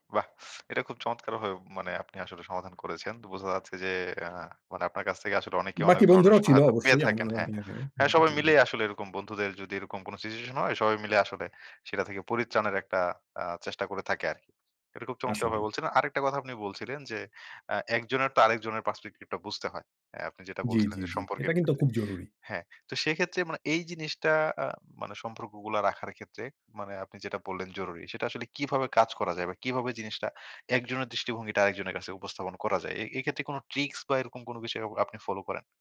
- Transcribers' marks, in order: unintelligible speech; in English: "সিচুয়েশন"; in English: "পার্সপেক্টিভ"; other background noise
- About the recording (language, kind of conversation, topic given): Bengali, podcast, সহজ তিনটি উপায়ে কীভাবে কেউ সাহায্য পেতে পারে?